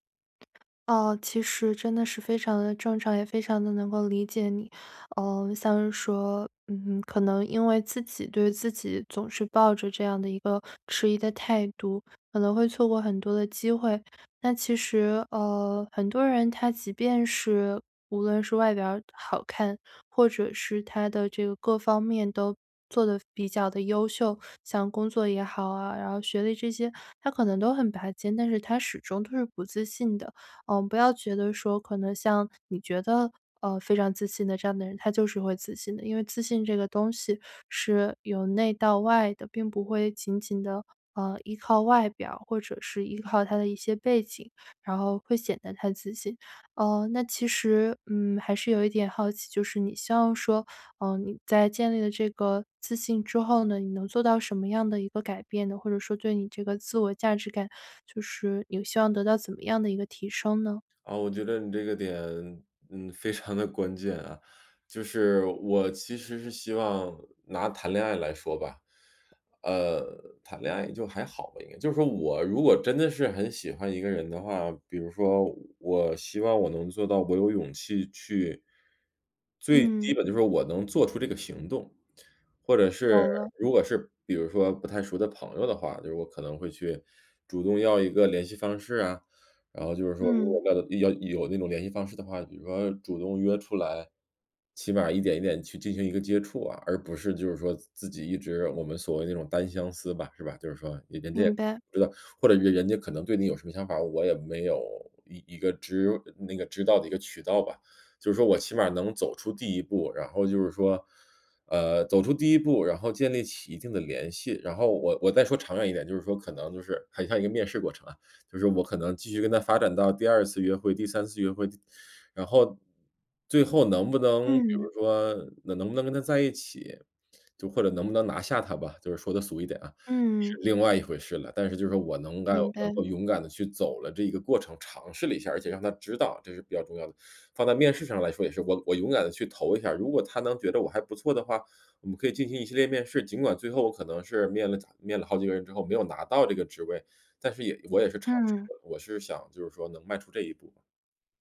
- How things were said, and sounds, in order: tapping
- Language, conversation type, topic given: Chinese, advice, 我该如何在恋爱关系中建立自信和自我价值感？